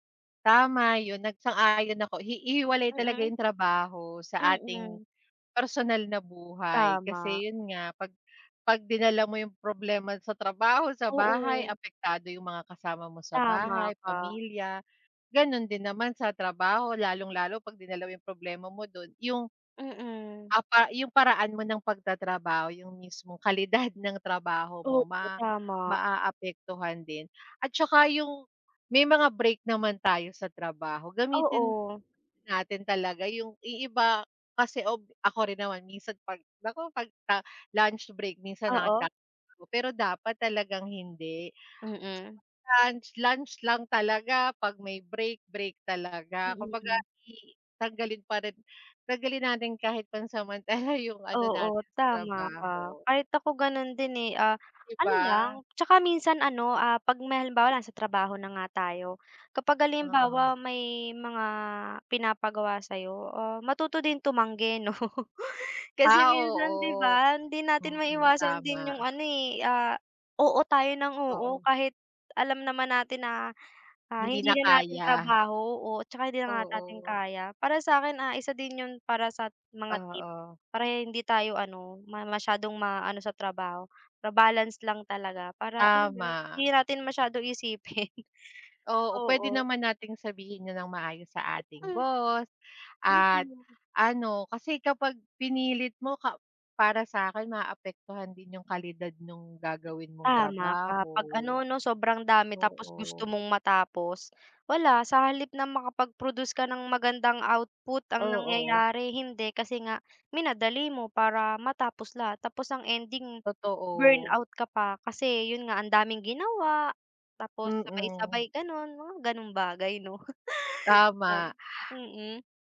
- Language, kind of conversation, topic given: Filipino, unstructured, Ano ang mga tip mo para magkaroon ng magandang balanse sa pagitan ng trabaho at personal na buhay?
- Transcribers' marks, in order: other background noise; laughing while speaking: "kalidad"; tapping; unintelligible speech; laughing while speaking: "pansamantala"; laughing while speaking: "'no"; laughing while speaking: "isipin"; laughing while speaking: "'no"